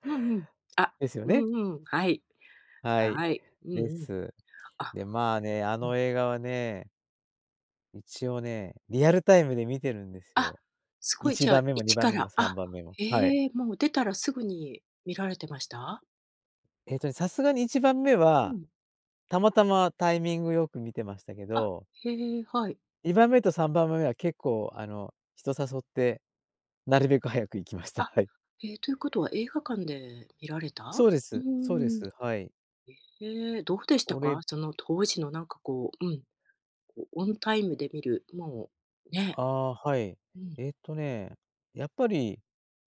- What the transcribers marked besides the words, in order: laughing while speaking: "早く行きました。はい"
- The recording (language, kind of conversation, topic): Japanese, podcast, 映画で一番好きな主人公は誰で、好きな理由は何ですか？